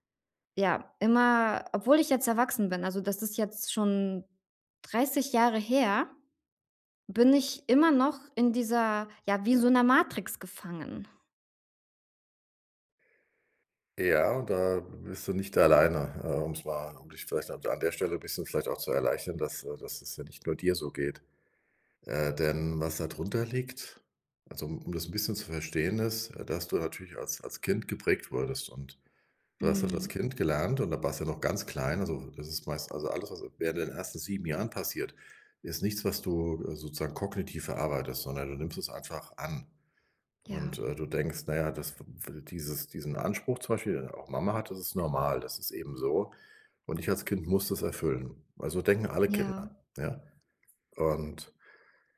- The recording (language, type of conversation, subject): German, advice, Wie kann ich nach einem Fehler freundlicher mit mir selbst umgehen?
- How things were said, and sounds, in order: none